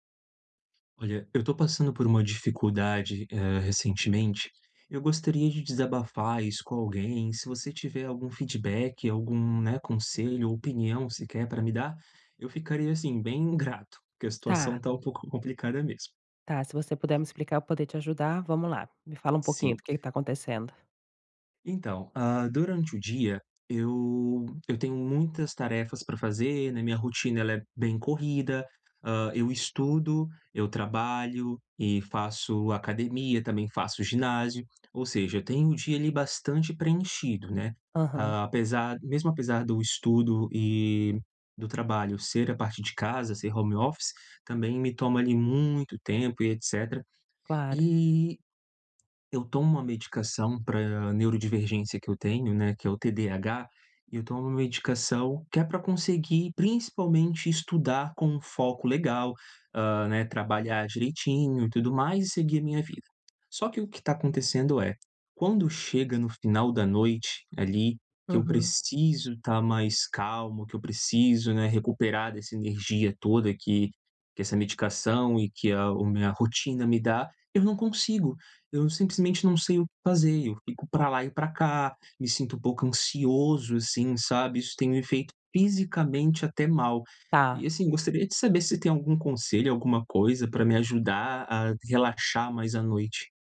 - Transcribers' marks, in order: none
- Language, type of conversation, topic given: Portuguese, advice, Como posso recuperar a calma depois de ficar muito ansioso?